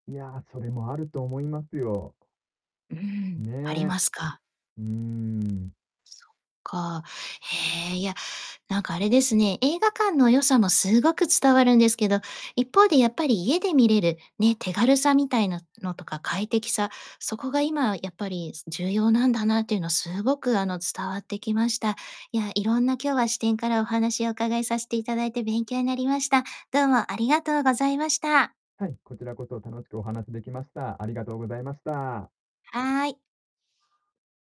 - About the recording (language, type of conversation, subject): Japanese, podcast, 映画を映画館で観るのと家で観るのでは、どんな違いがありますか？
- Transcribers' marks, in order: distorted speech